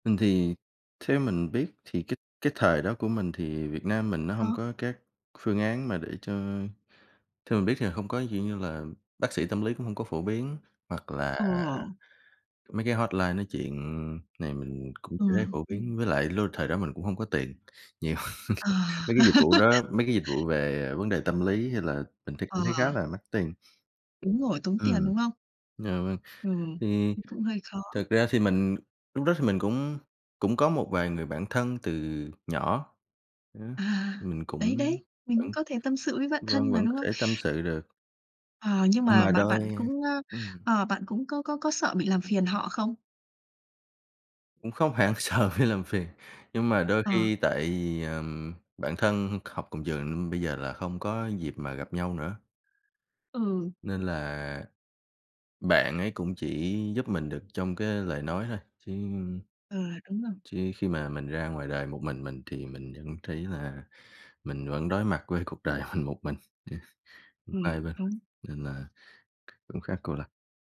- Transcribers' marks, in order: tapping; in English: "hotline"; laughing while speaking: "nhiều"; chuckle; laugh; other background noise; laughing while speaking: "sợ bị"; laughing while speaking: "mình"; unintelligible speech
- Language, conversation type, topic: Vietnamese, podcast, Bạn làm gì khi cảm thấy bị cô lập?